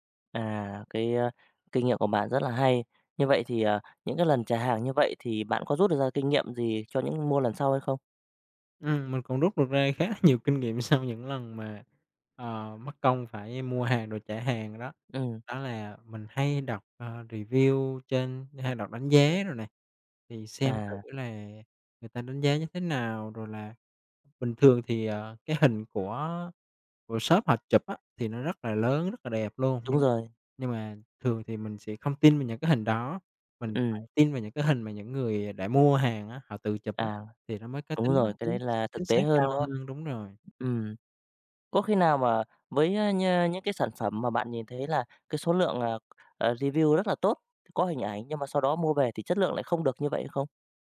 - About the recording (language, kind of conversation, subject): Vietnamese, podcast, Bạn có thể chia sẻ một trải nghiệm mua sắm trực tuyến đáng nhớ của mình không?
- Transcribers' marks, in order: other background noise; in English: "review"; in English: "review"